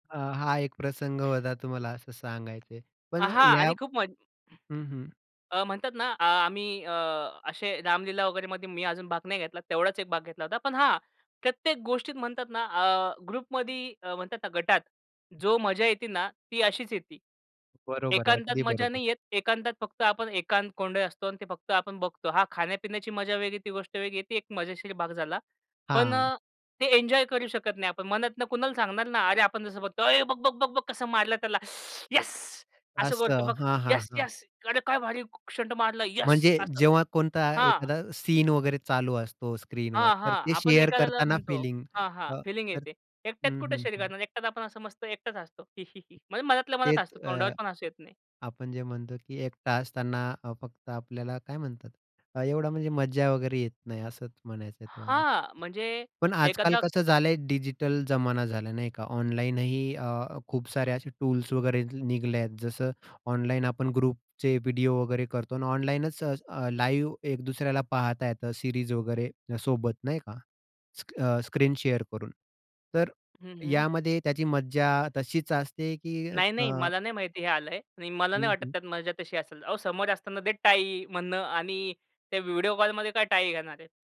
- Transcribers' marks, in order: other background noise; tapping; other noise; in English: "ग्रुपमध्ये"; put-on voice: "ए, बघ-बघ, बघ-बघ कसं मारलं त्याला. येस"; teeth sucking; put-on voice: "येस, येस अरे काय भारी स्टंट मारलं, येस"; in English: "शेअर"; chuckle; in English: "ग्रुपचे"; in English: "लाईव्ह"; in English: "सीरीज"; in English: "शेअर"; stressed: "टाळी"
- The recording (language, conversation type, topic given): Marathi, podcast, एकांतात आणि गटात मनोरंजनाचा अनुभव घेताना काय फरक जाणवतो?